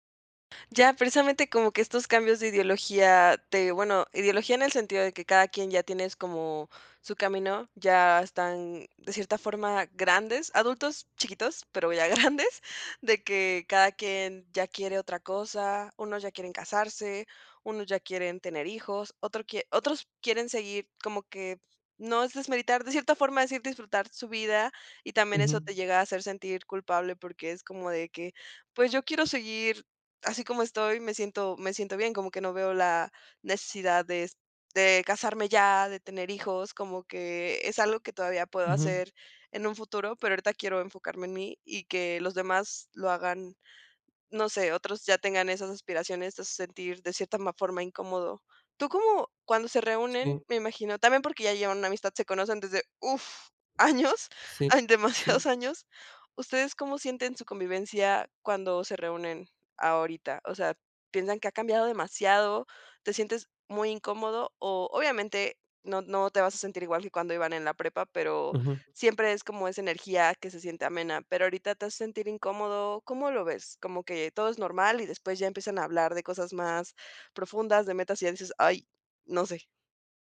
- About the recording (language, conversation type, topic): Spanish, advice, ¿Cómo puedo aceptar mi singularidad personal cuando me comparo con los demás y me siento inseguro?
- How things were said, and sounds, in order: laughing while speaking: "grandes"; laughing while speaking: "años"